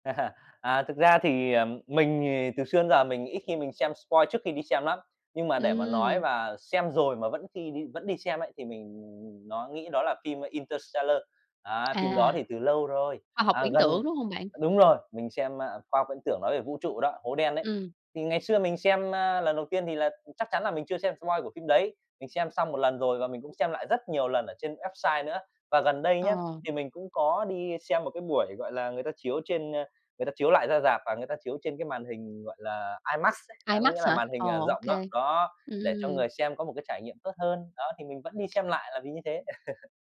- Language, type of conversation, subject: Vietnamese, podcast, Bạn nghĩ sao về việc mọi người đọc nội dung tiết lộ trước khi xem phim?
- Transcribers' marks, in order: chuckle; in English: "spoil"; tapping; in English: "spoil"; in English: "IMAX hả?"; chuckle